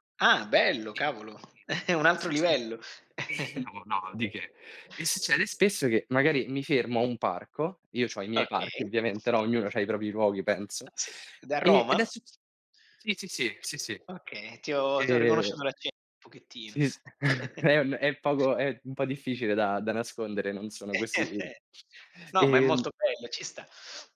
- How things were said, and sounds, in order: tapping; chuckle; other noise; other background noise; chuckle; "propri" said as "propi"; chuckle; chuckle
- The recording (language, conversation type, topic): Italian, unstructured, Come definisci la felicità nella tua vita?